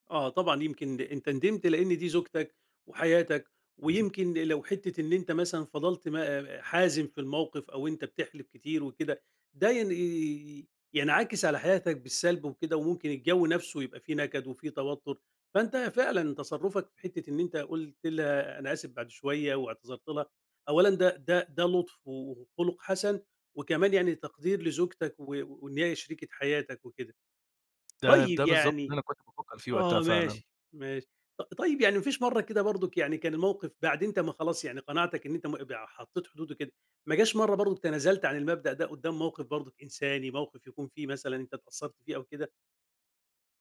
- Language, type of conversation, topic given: Arabic, podcast, إزاي تقدر تمارس الحزم كل يوم بخطوات بسيطة؟
- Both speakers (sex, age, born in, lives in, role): male, 25-29, Egypt, Egypt, guest; male, 50-54, Egypt, Egypt, host
- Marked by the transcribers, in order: other background noise